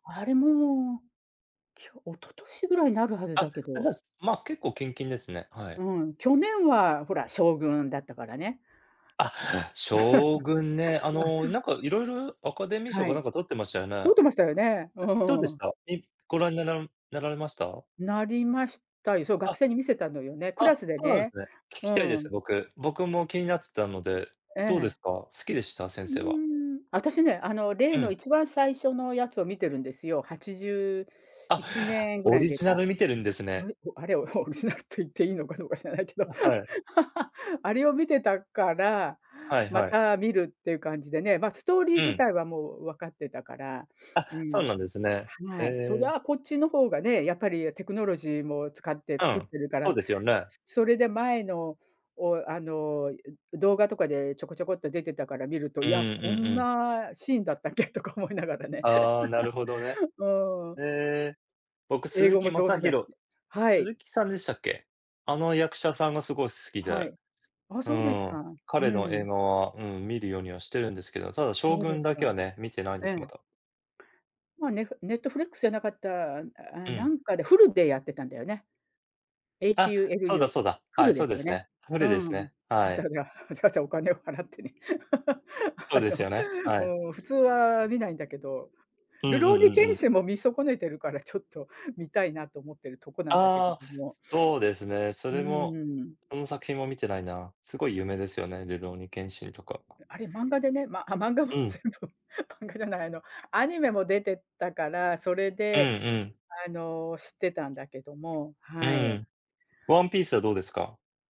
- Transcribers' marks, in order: tapping; chuckle; laughing while speaking: "オリジナルと言っていいのかどうか知らないけど"; laugh; laughing while speaking: "だったっけとか思いながらね"; laugh; other background noise; laughing while speaking: "わざわざ わざわざお金を払ってね。 あの"; chuckle; sniff; laughing while speaking: "ま あ、漫画も全部 漫画じゃない"
- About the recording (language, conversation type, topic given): Japanese, unstructured, 映画を観て泣いたことはありますか？それはどんな場面でしたか？